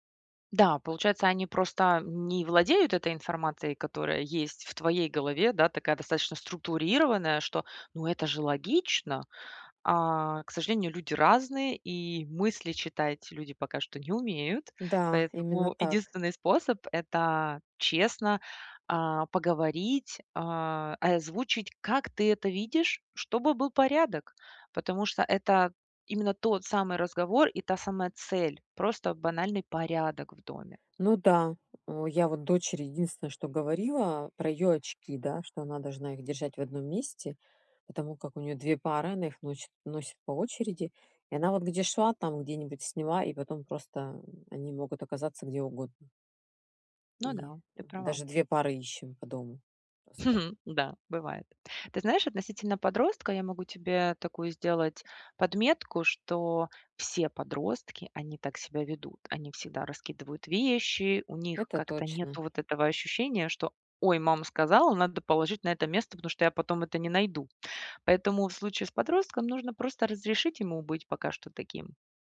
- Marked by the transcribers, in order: chuckle
- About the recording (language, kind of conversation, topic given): Russian, advice, Как договориться о границах и правилах совместного пользования общей рабочей зоной?